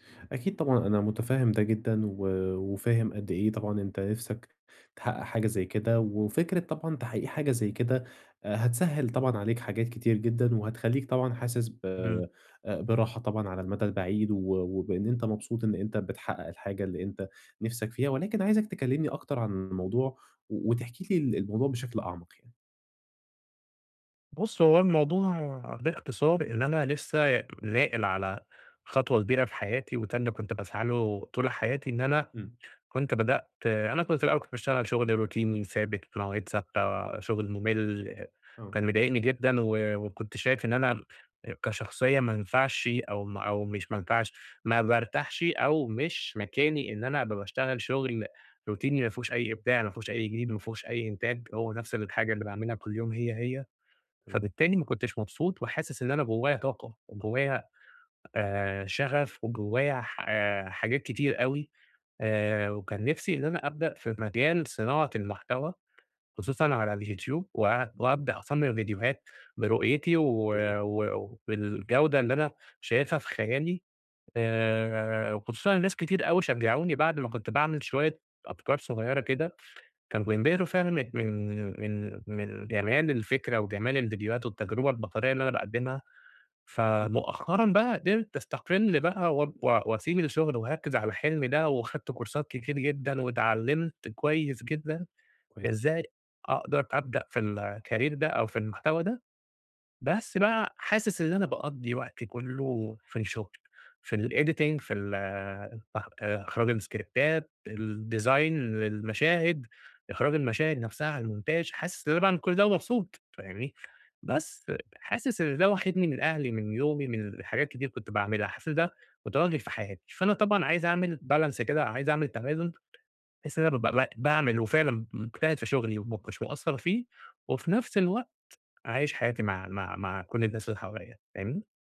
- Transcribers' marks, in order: tapping; in English: "روتيني"; in English: "روتيني"; unintelligible speech; in English: "كورسات"; in English: "الcareer"; in English: "الediting"; in English: "الاسكريبتات، الdesign"; in French: "الmontage"; in English: "balance"
- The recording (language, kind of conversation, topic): Arabic, advice, إزاي أوازن بين شغفي وهواياتي وبين متطلبات حياتي اليومية؟